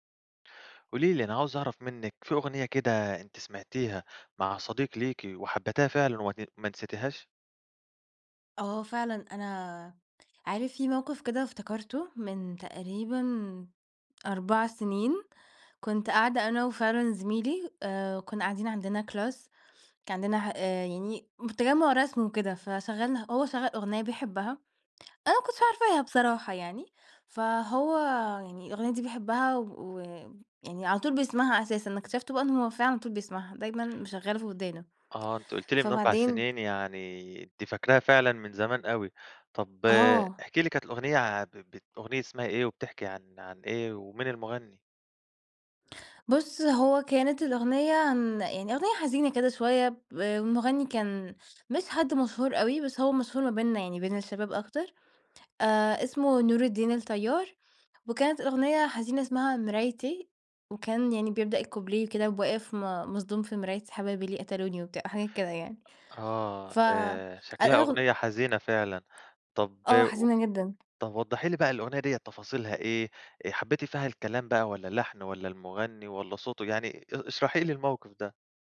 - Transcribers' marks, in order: in English: "class"; in French: "الكوبليه"; tapping
- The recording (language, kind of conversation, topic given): Arabic, podcast, إيه هي الأغنية اللي سمعتها وإنت مع صاحبك ومش قادر تنساها؟